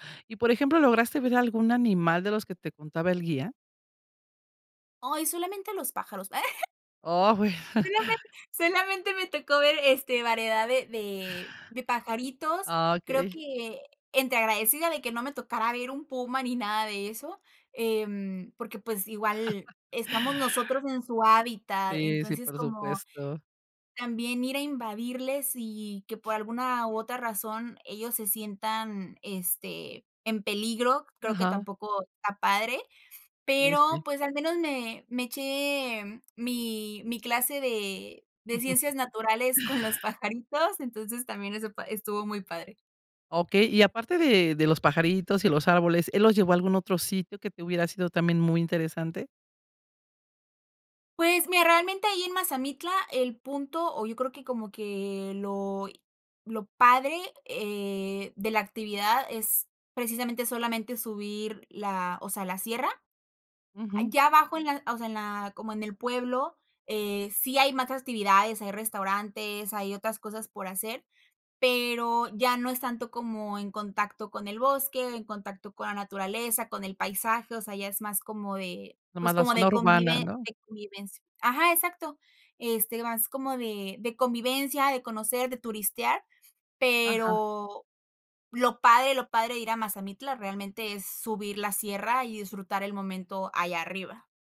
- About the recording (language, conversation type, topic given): Spanish, podcast, Cuéntame sobre una experiencia que te conectó con la naturaleza
- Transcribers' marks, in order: laugh; laughing while speaking: "bueno"; chuckle; chuckle